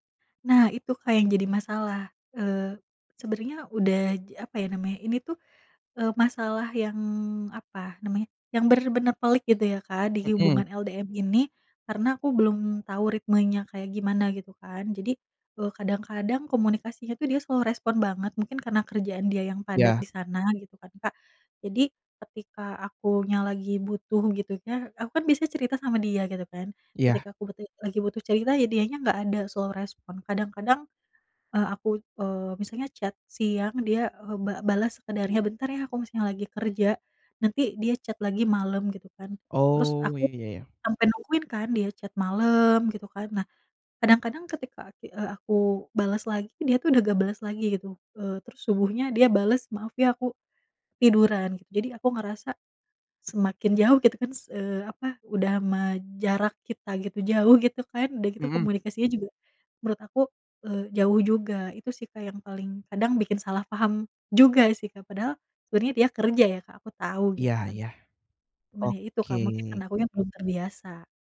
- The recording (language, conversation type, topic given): Indonesian, advice, Bagaimana kepindahan kerja pasangan ke kota lain memengaruhi hubungan dan rutinitas kalian, dan bagaimana kalian menatanya bersama?
- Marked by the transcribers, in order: in English: "slow respond"; in English: "slow respond"; in English: "chat"; in English: "chat"; in English: "chat"; other background noise